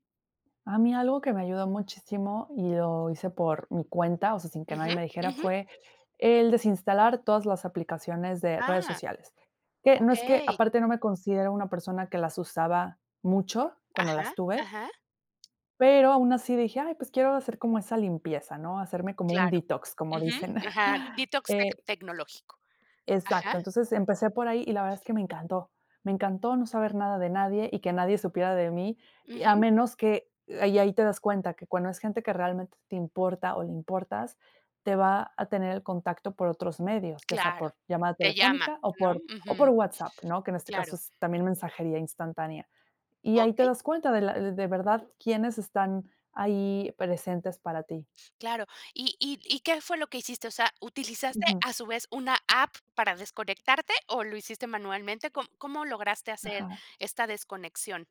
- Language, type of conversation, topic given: Spanish, podcast, ¿Cómo crees que la tecnología influirá en nuestras relaciones personales?
- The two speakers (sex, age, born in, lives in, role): female, 35-39, Mexico, Mexico, guest; female, 50-54, Mexico, Mexico, host
- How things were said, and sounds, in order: chuckle